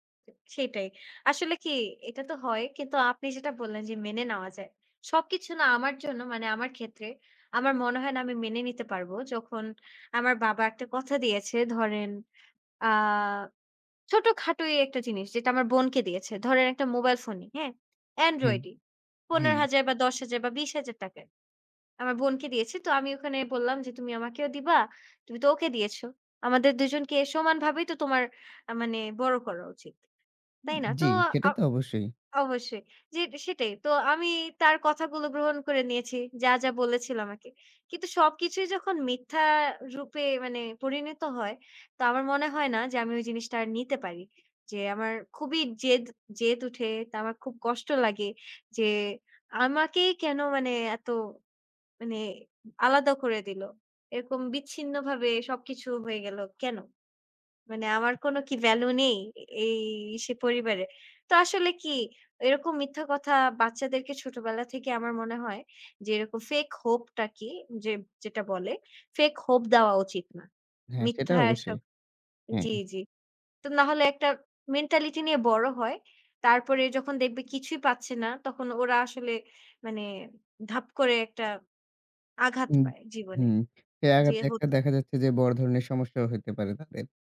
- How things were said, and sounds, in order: tapping
- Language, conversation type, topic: Bengali, unstructured, আপনি কি মনে করেন মিথ্যা বলা কখনো ঠিক?